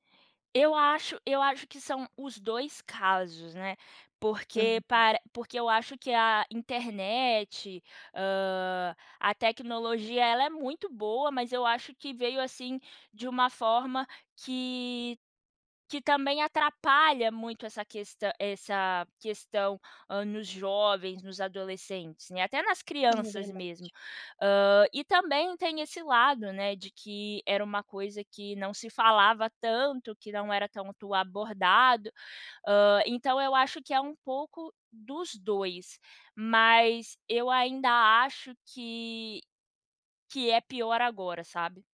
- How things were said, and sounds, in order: tapping
- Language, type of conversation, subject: Portuguese, podcast, Como vocês falam sobre saúde mental entre diferentes gerações na sua casa?